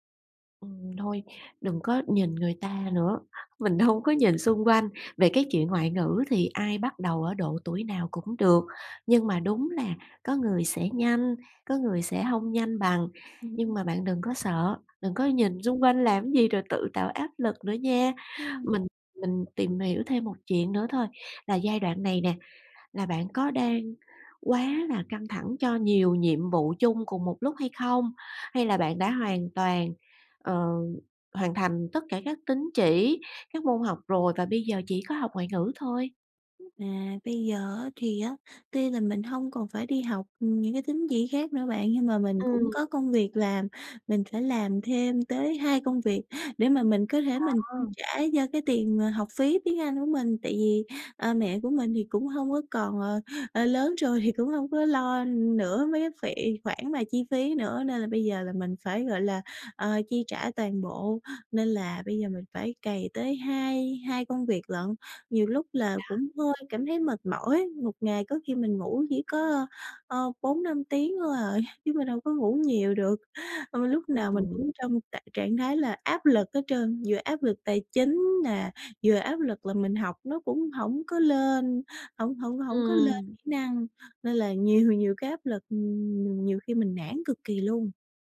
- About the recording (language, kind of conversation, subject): Vietnamese, advice, Tại sao tôi tiến bộ chậm dù nỗ lực đều đặn?
- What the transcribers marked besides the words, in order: tapping; other background noise; unintelligible speech; unintelligible speech